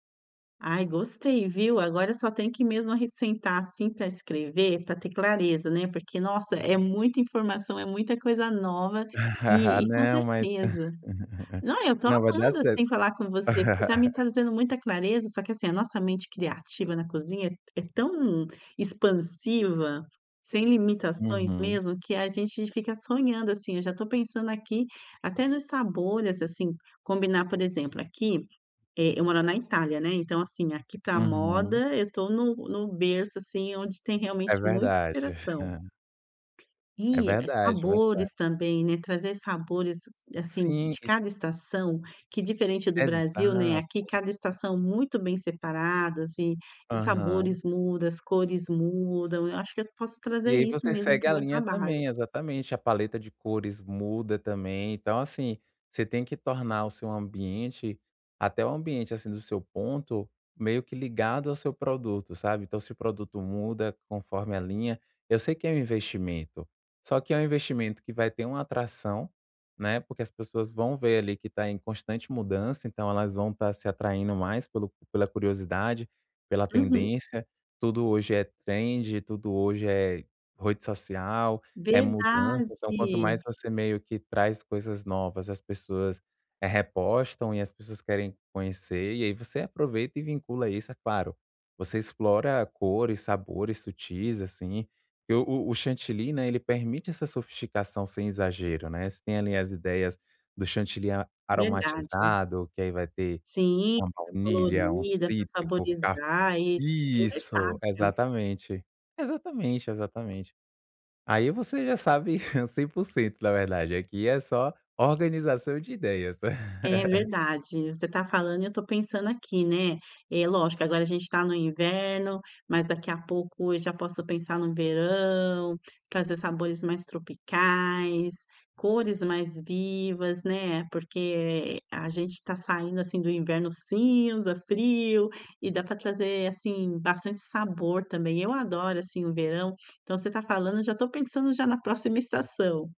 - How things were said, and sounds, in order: chuckle; chuckle; chuckle; tapping; in English: "trend"; "rede" said as "rode"; chuckle; laugh
- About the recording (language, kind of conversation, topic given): Portuguese, advice, Como posso encontrar novas fontes de inspiração para criar coisas?